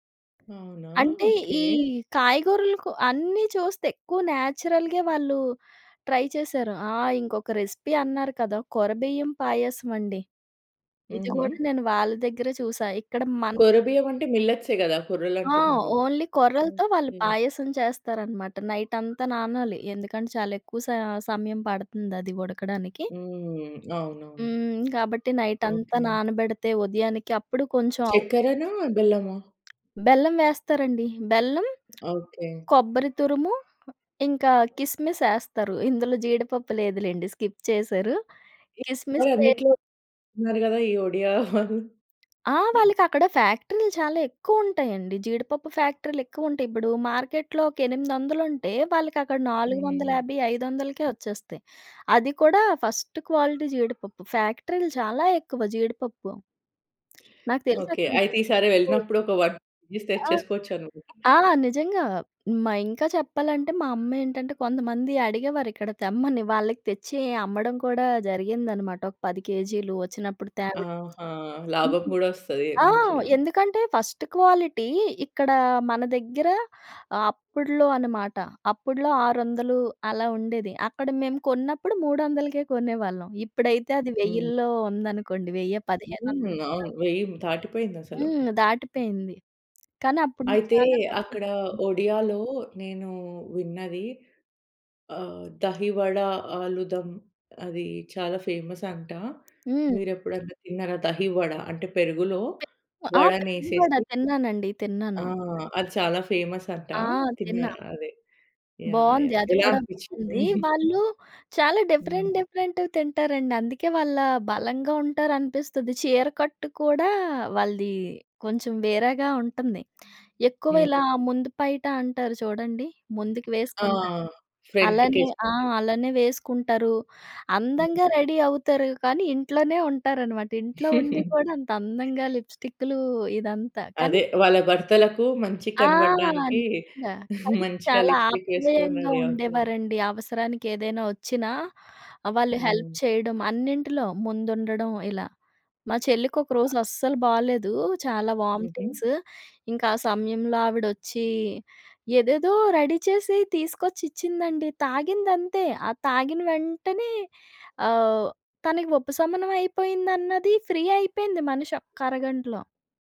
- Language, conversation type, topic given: Telugu, podcast, స్థానిక జనాలతో కలిసినప్పుడు మీకు గుర్తుండిపోయిన కొన్ని సంఘటనల కథలు చెప్పగలరా?
- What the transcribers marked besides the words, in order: tapping; lip smack; in English: "స్కిప్"; chuckle; other background noise; in English: "ఫస్ట్ క్వాలిటీ"; unintelligible speech; unintelligible speech; in English: "ఫస్ట్ క్వాలిటీ"; in English: "ఫేమస్"; in English: "ఫేమస్"; chuckle; in English: "డిఫరెంట్ డిఫరెంట్‌వి"; in English: "రెడీ"; laugh; chuckle; in English: "లిప్‌స్టిక్"; in English: "రెడీ"; in English: "హెల్ప్"; other noise; in English: "వామిటింగ్స్"; in English: "రెడీ"; in English: "ఫ్రీ"